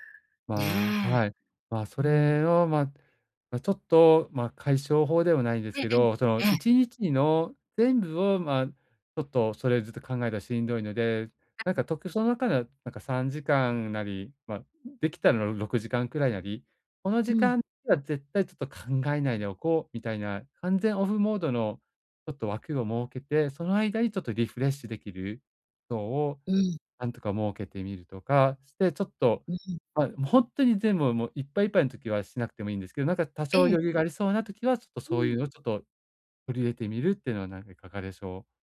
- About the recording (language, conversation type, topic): Japanese, advice, 義務感を手放してゆっくり過ごす時間を自分に許すには、どうすればいいですか？
- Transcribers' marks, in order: unintelligible speech